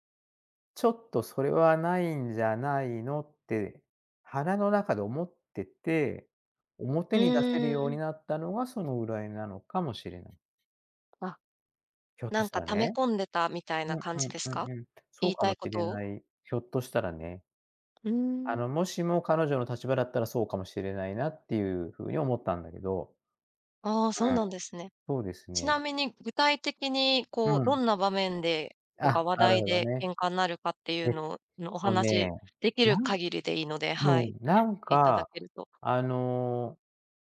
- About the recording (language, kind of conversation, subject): Japanese, advice, 頻繁に喧嘩してしまう関係を改善するには、どうすればよいですか？
- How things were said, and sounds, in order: tapping